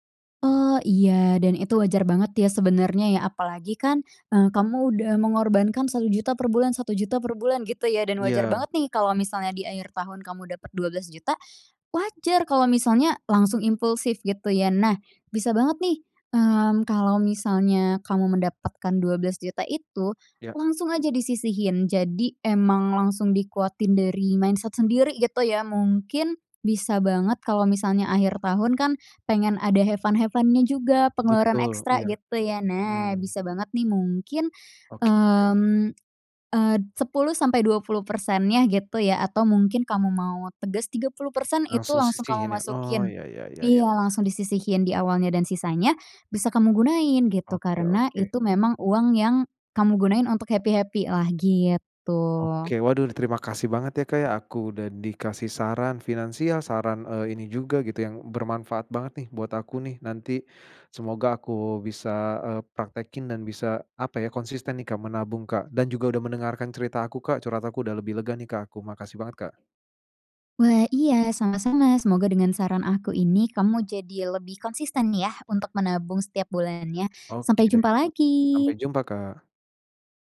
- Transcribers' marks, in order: in English: "mindset"; in English: "have fun have fun-nya"; other background noise; in English: "happy-happy-lah"; tapping
- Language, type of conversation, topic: Indonesian, advice, Mengapa saya kesulitan menabung secara konsisten setiap bulan?